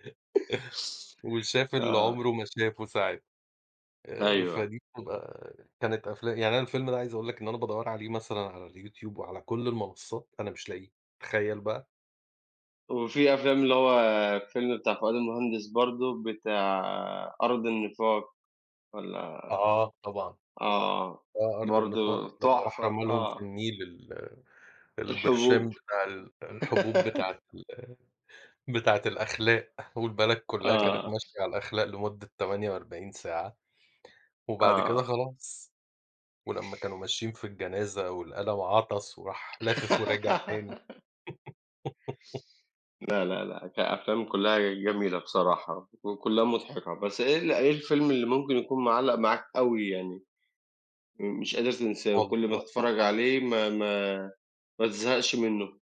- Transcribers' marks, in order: laugh; tapping; giggle; laugh; other background noise
- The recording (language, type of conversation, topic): Arabic, unstructured, إيه هو الفيلم الكوميدي اللي عمرَك ما بتزهق من إنك تتفرّج عليه؟
- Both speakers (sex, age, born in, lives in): male, 35-39, Egypt, Egypt; male, 40-44, Egypt, Portugal